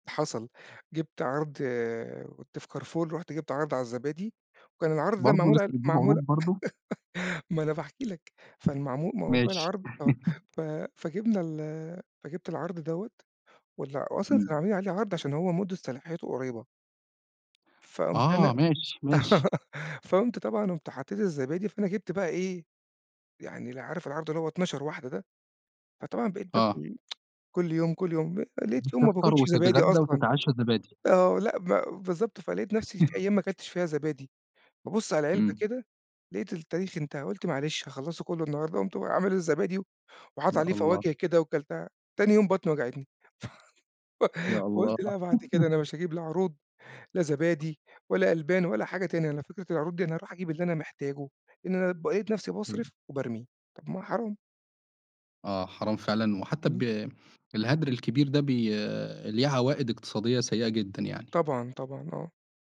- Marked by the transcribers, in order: laugh; laugh; laugh; tapping; tsk; chuckle; chuckle; chuckle
- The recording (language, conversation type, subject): Arabic, podcast, إنت بتتصرّف إزاي مع بواقي الأكل: بتستفيد بيها ولا بترميها؟